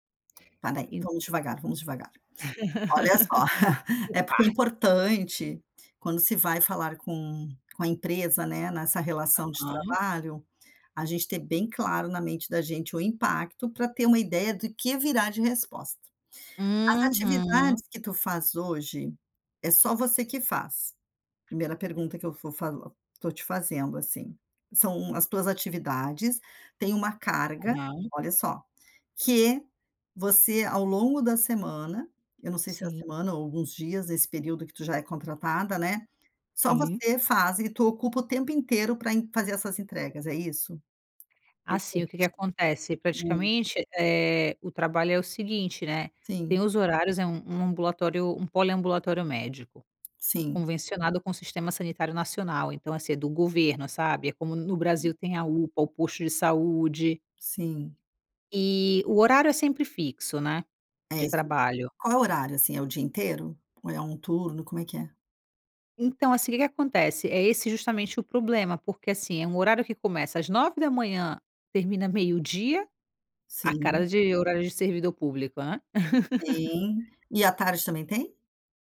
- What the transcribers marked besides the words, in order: tapping; laugh; chuckle; laugh
- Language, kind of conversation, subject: Portuguese, advice, Como posso negociar com meu chefe a redução das minhas tarefas?